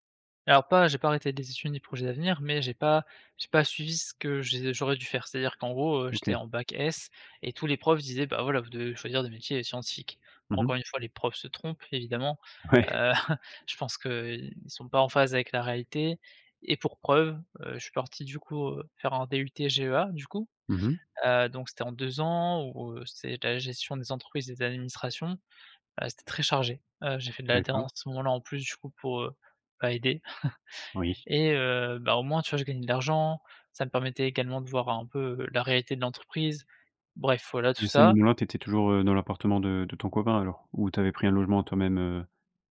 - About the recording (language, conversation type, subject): French, podcast, Peux-tu raconter un moment où tu as dû devenir adulte du jour au lendemain ?
- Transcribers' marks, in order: laughing while speaking: "Ouais"; chuckle; chuckle